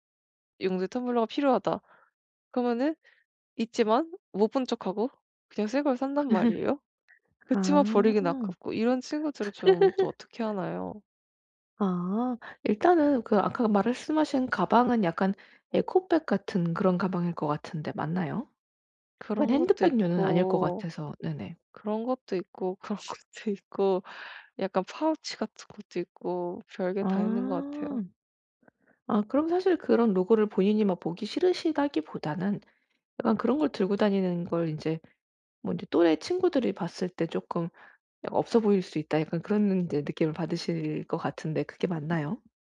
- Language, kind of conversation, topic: Korean, advice, 감정이 담긴 오래된 물건들을 이번에 어떻게 정리하면 좋을까요?
- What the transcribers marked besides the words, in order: other background noise; laugh; laugh; tapping; laughing while speaking: "그런 것도 있고"